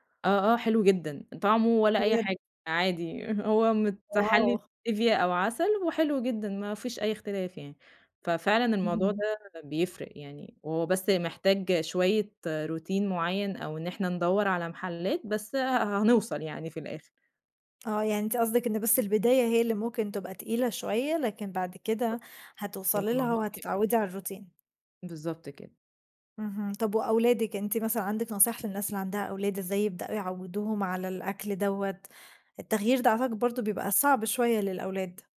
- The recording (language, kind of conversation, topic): Arabic, podcast, إزاي تجهّز أكل صحي بسرعة في البيت؟
- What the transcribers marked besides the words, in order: laughing while speaking: "هو"; in English: "Routine"; other noise; in English: "الروتين"